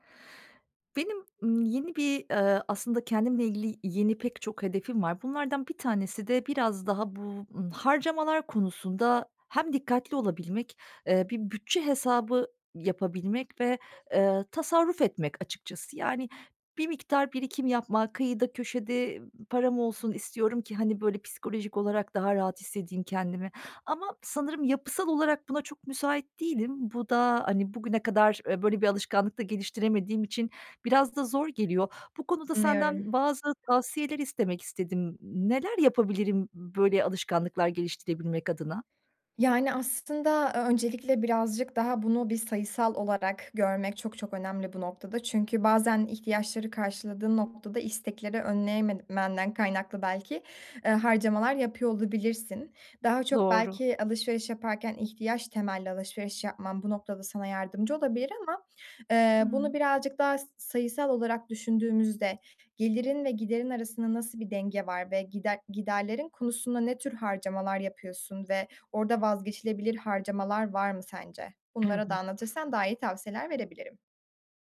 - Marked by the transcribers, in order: other background noise; unintelligible speech
- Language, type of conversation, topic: Turkish, advice, Bütçemi ve tasarruf alışkanlıklarımı nasıl geliştirebilirim ve israfı nasıl önleyebilirim?